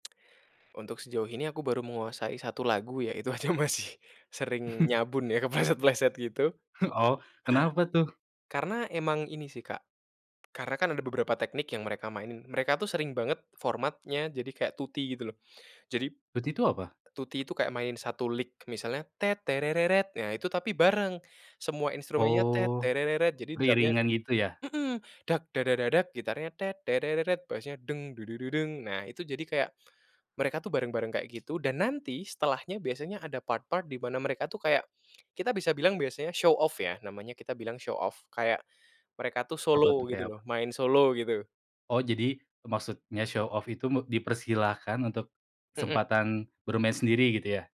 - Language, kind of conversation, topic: Indonesian, podcast, Lagu apa yang pertama kali membuat kamu jatuh cinta pada musik?
- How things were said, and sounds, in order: laughing while speaking: "aja masih"; chuckle; in English: "kepleset-pleset"; chuckle; in Italian: "Tutti"; in Italian: "tutti"; in Italian: "tutti"; in English: "lick"; humming a tune; humming a tune; other background noise; in English: "part-part"; in English: "show-off"; in English: "show-off"; in English: "show off"